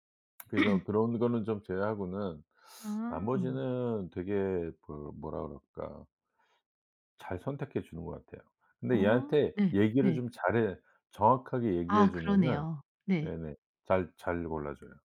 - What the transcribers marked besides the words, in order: throat clearing
- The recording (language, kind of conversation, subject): Korean, podcast, 가족의 음악 취향이 당신의 음악 취향에 영향을 주었나요?